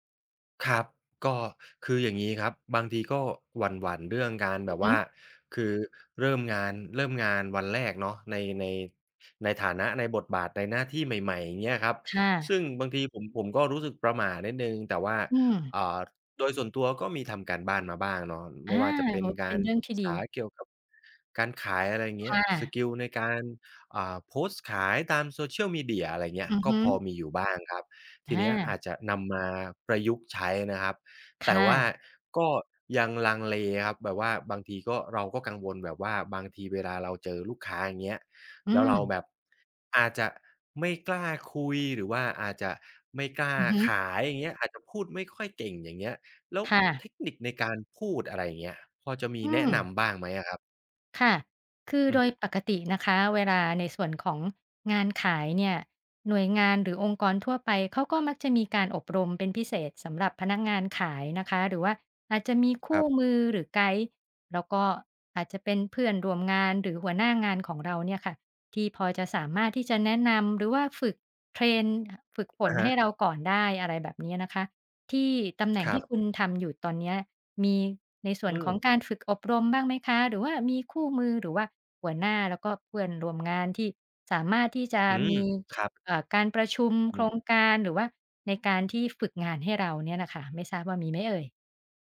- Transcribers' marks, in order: tapping; other background noise
- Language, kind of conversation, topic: Thai, advice, คุณควรปรับตัวอย่างไรเมื่อเริ่มงานใหม่ในตำแหน่งที่ไม่คุ้นเคย?